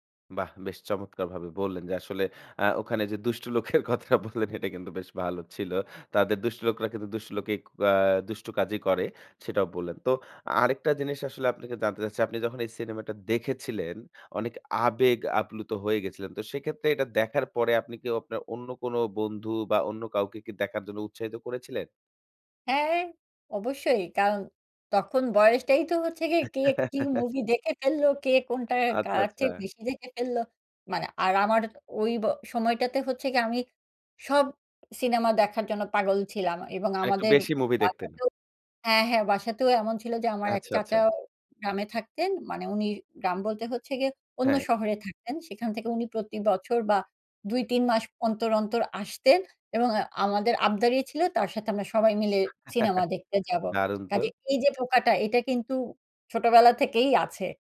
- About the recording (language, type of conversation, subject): Bengali, podcast, বল তো, কোন সিনেমা তোমাকে সবচেয়ে গভীরভাবে ছুঁয়েছে?
- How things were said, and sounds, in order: laughing while speaking: "দুষ্ট লোকের কথাটা বললেন"; chuckle; chuckle